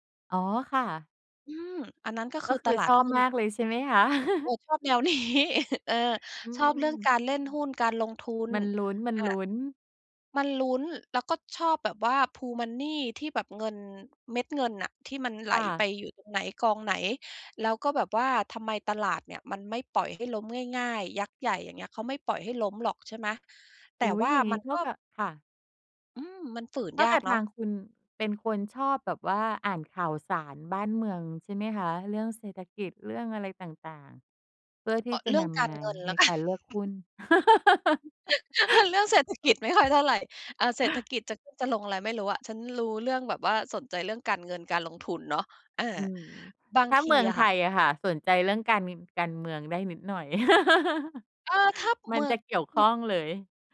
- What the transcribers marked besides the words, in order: chuckle; laughing while speaking: "นี้"; chuckle; in English: "pool money"; laughing while speaking: "กัน"; laugh; laugh
- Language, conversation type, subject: Thai, podcast, ถ้าคุณเริ่มเล่นหรือสร้างอะไรใหม่ๆ ได้ตั้งแต่วันนี้ คุณจะเลือกทำอะไร?